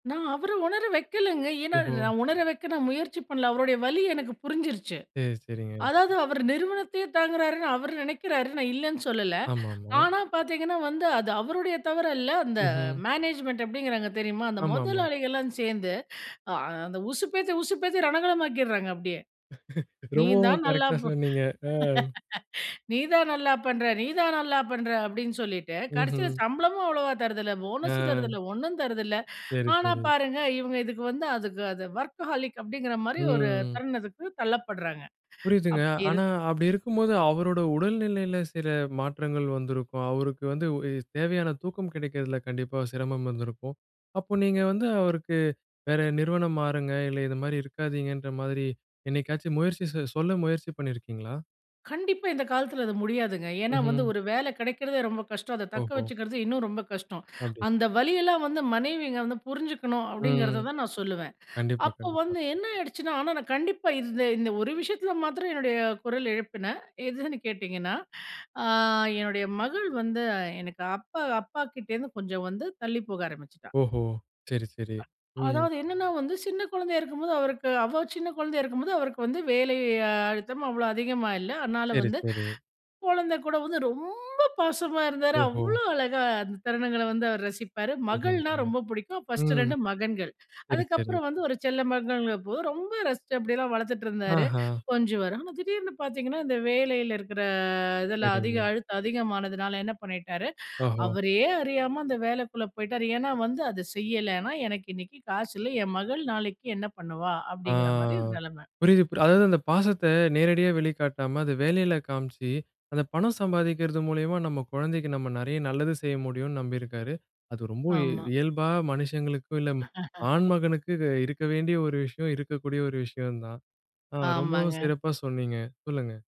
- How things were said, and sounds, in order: in English: "மேனேஜ்மென்ட்"; chuckle; laugh; other background noise; in English: "போனஸ்"; in English: "வொர்க்ஹாலிக்"; drawn out: "ஆ"; drawn out: "இருக்கிற"; chuckle
- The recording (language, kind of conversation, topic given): Tamil, podcast, வீட்டு உறவுகளை வலுப்படுத்தும் அன்றாட செயல்கள் எவை?